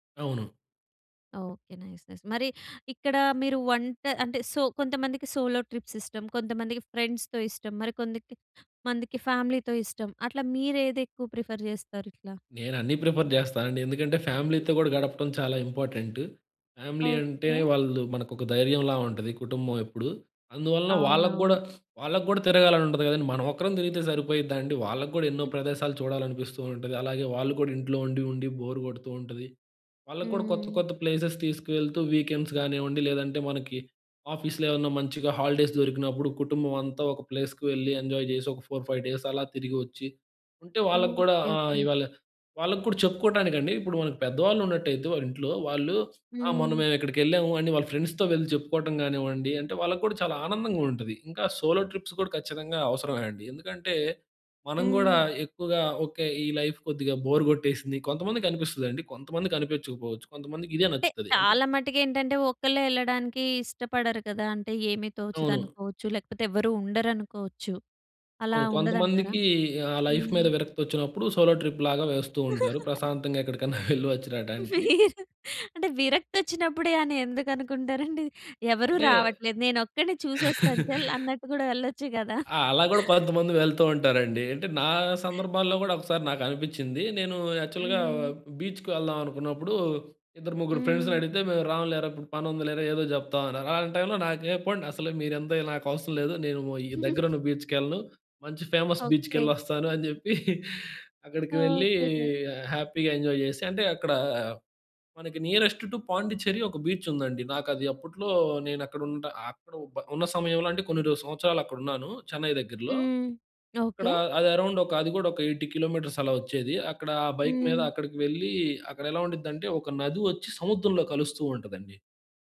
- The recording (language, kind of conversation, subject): Telugu, podcast, మీకు నెమ్మదిగా కూర్చొని చూడడానికి ఇష్టమైన ప్రకృతి స్థలం ఏది?
- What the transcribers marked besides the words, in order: in English: "నైస్ నైస్"; in English: "సో"; in English: "సోలో ట్రిప్స్"; in English: "ఫ్రెండ్స్‌తో"; in English: "ఫ్యామిలీ‌తో"; in English: "ప్రిఫర్"; in English: "ప్రిఫర్"; giggle; in English: "ఫ్యామిలీతో"; in English: "ఇంపార్టెంట్. ఫ్యామిలీ"; sniff; other noise; in English: "బోర్"; in English: "ప్లేసెస్"; in English: "వీకెండ్స్"; in English: "ఆఫీస్‌లో"; in English: "హాలిడేస్"; in English: "ప్లేస్‌కి"; in English: "ఎంజాయ్"; in English: "ఫౌర్ ఫైవ్ డేస్"; in English: "ఫ్రెండ్స్‌తో"; in English: "సోలో ట్రిప్స్"; in English: "లైఫ్"; in English: "బోర్"; in English: "లైఫ్"; in English: "సోలో ట్రిప్"; chuckle; giggle; chuckle; in English: "యాక్చువల్‌గా బీచ్‌కి"; in English: "ఫ్రెండ్స్‌ని"; giggle; in English: "బీచ్‌కి"; in English: "ఫేమస్"; giggle; in English: "హ్యాపీగా ఎంజాయ్"; in English: "నియరెస్ట్ టూ"; in English: "బీచ్"; in English: "అరౌండ్"; in English: "ఎయిటీ కిలోమీటర్స్"; in English: "బైక్"